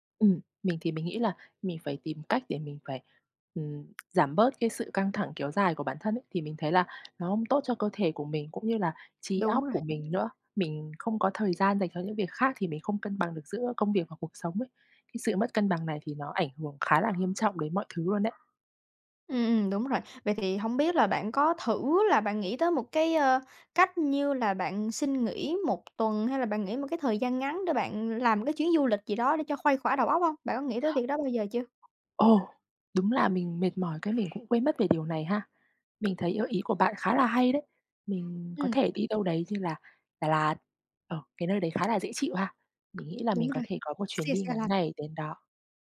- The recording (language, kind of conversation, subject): Vietnamese, advice, Làm thế nào để vượt qua tình trạng kiệt sức và mất động lực sáng tạo sau thời gian làm việc dài?
- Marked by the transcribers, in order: tapping; other noise; other background noise